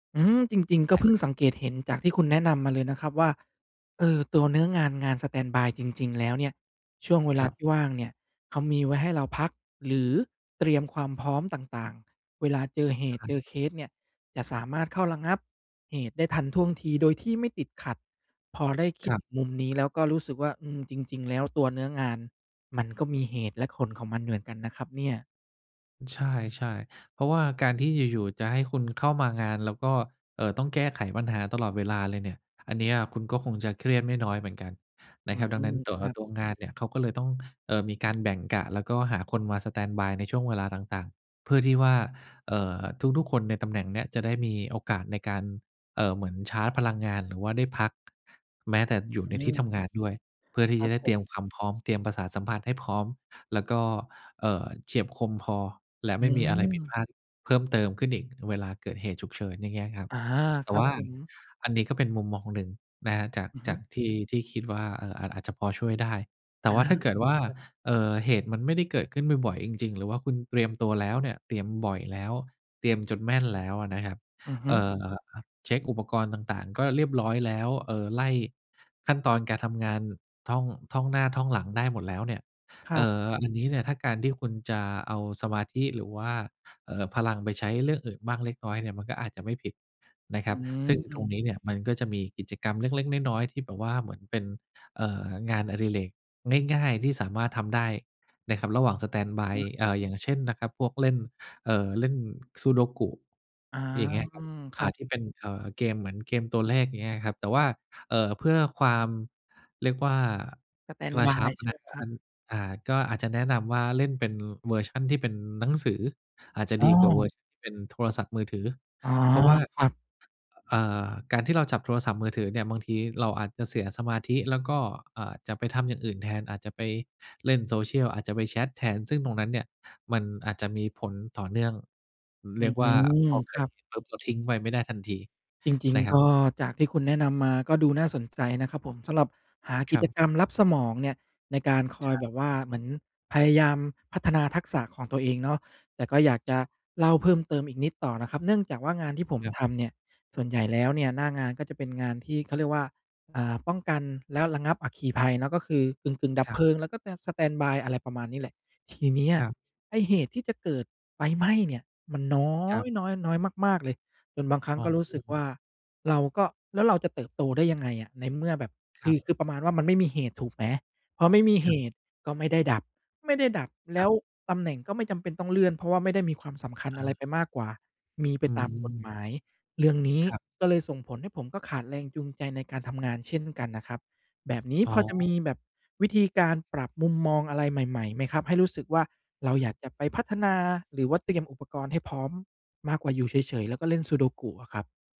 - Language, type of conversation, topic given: Thai, advice, ทำไมฉันถึงรู้สึกว่างานปัจจุบันไร้ความหมายและไม่มีแรงจูงใจ?
- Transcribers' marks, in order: tapping; other noise